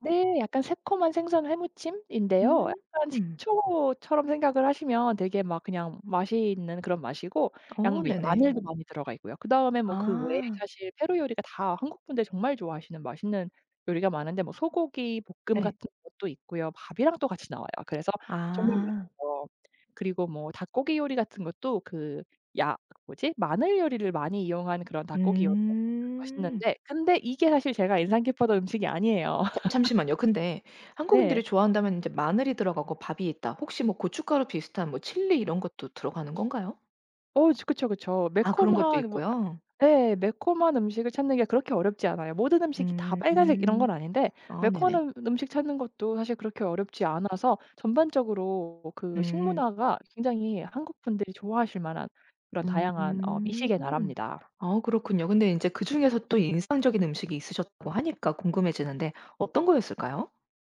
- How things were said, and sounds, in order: other background noise; unintelligible speech; laugh; tapping
- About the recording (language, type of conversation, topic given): Korean, podcast, 여행지에서 먹어본 인상적인 음식은 무엇인가요?